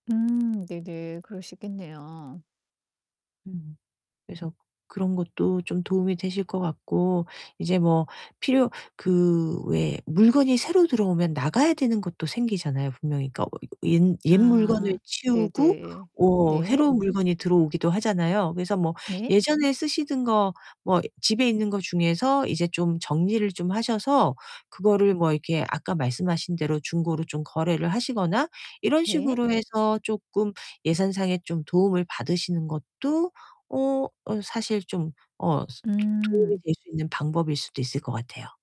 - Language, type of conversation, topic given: Korean, advice, 예산 안에서 품질 좋은 물건을 어떻게 찾아야 할까요?
- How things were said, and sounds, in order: distorted speech; tapping